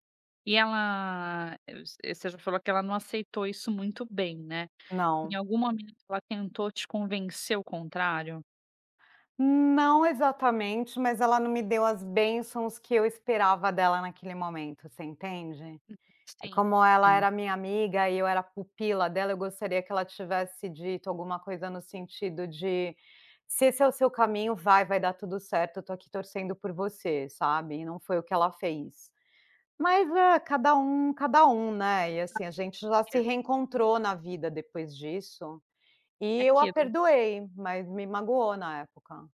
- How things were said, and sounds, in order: unintelligible speech
- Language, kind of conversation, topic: Portuguese, podcast, Como você concilia trabalho e propósito?
- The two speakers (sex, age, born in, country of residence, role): female, 35-39, Brazil, Italy, host; female, 45-49, Brazil, United States, guest